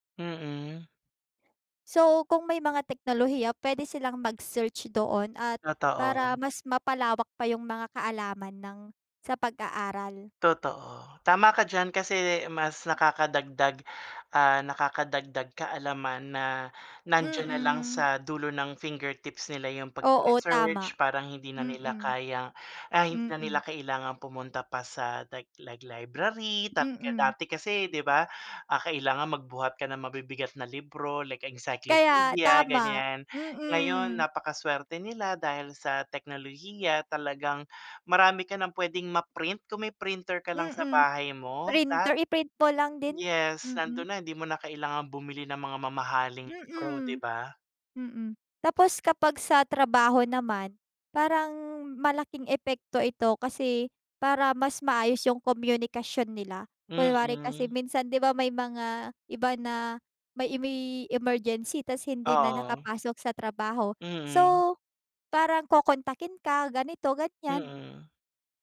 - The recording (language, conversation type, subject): Filipino, unstructured, Paano nakakaapekto ang teknolohiya sa iyong trabaho o pag-aaral?
- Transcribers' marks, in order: other background noise; tapping